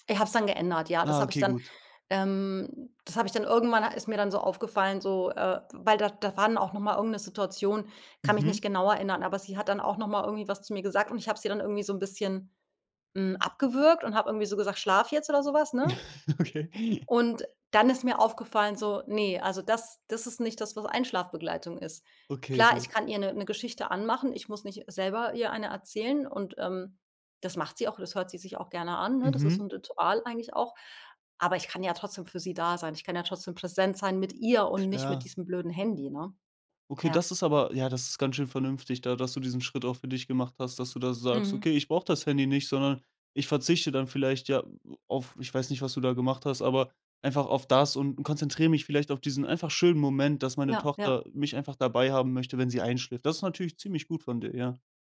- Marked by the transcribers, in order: laugh; laughing while speaking: "Okay"; other background noise; stressed: "das"
- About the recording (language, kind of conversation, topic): German, podcast, Mal ehrlich, wie oft checkst du dein Handy am Tag?